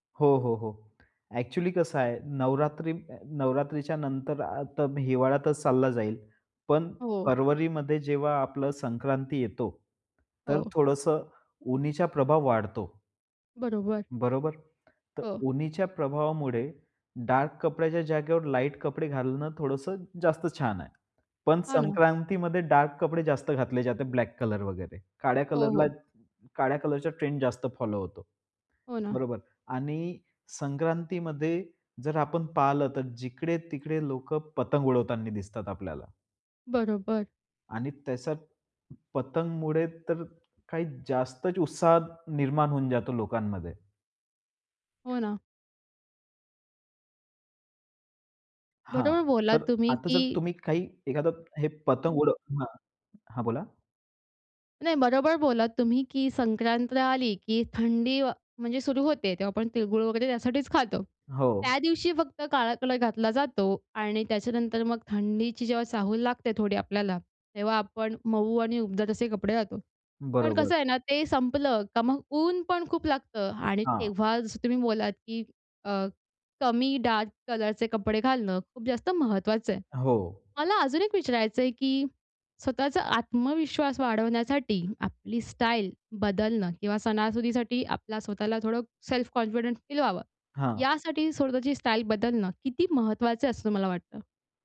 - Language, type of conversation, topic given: Marathi, podcast, सण-उत्सवांमध्ये तुम्ही तुमची वेशभूषा आणि एकूण लूक कसा बदलता?
- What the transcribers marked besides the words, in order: tapping; other background noise; in English: "सेल्फ कॉन्फिडेंट"